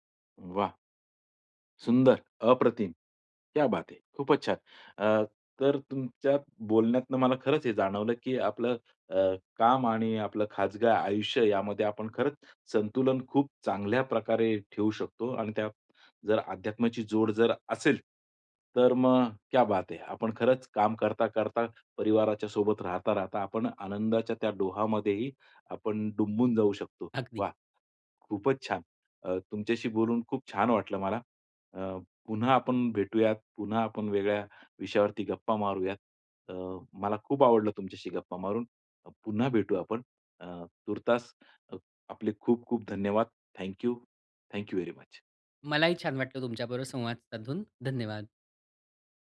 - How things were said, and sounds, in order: in Hindi: "क्या बात है!"; in Hindi: "क्या बात है!"; in English: "थँक यू व्हेरी मच"
- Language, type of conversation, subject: Marathi, podcast, काम आणि वैयक्तिक आयुष्यातील संतुलन तुम्ही कसे साधता?